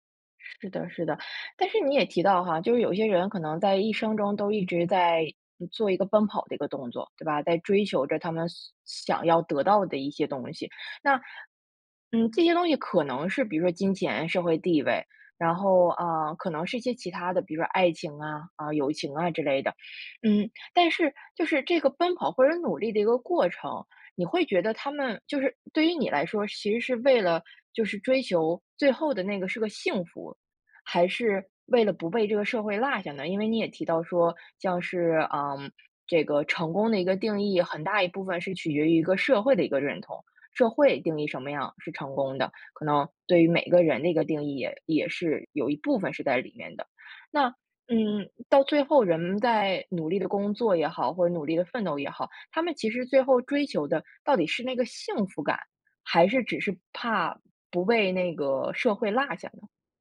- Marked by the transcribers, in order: none
- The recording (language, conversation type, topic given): Chinese, podcast, 你会如何在成功与幸福之间做取舍？